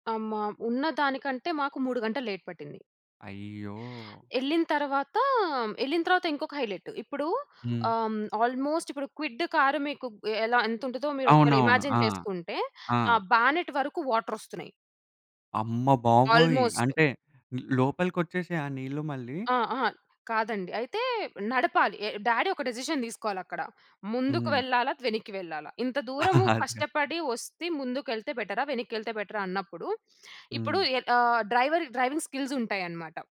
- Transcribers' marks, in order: in English: "లేట్"; in English: "ఆల్మోస్ట్"; in English: "ఇమాజిన్"; in English: "బ్యానెట్"; in English: "ఆల్మోస్ట్"; in English: "డ్యాడీ"; in English: "డెసిషన్"; chuckle; in English: "డ్రైవర్ డ్రైవింగ్"
- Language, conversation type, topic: Telugu, podcast, ప్రయాణంలో వాన లేదా తుపాను కారణంగా మీరు ఎప్పుడైనా చిక్కుకుపోయారా? అది ఎలా జరిగింది?